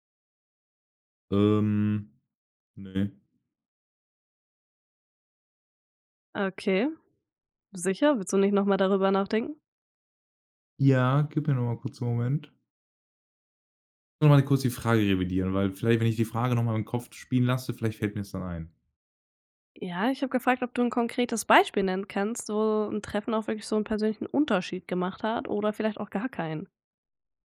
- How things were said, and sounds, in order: other background noise
- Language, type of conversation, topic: German, podcast, Wie wichtig sind reale Treffen neben Online-Kontakten für dich?